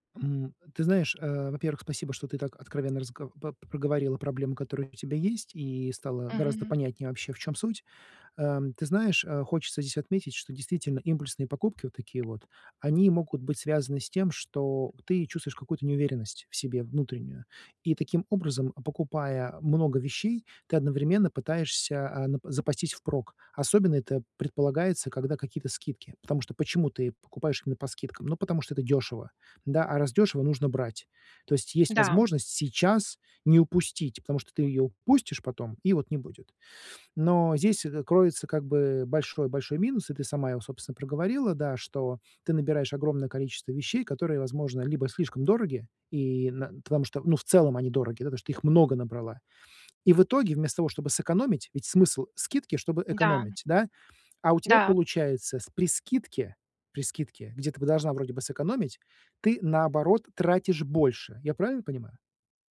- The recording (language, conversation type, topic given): Russian, advice, Почему я чувствую растерянность, когда иду за покупками?
- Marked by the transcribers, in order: tapping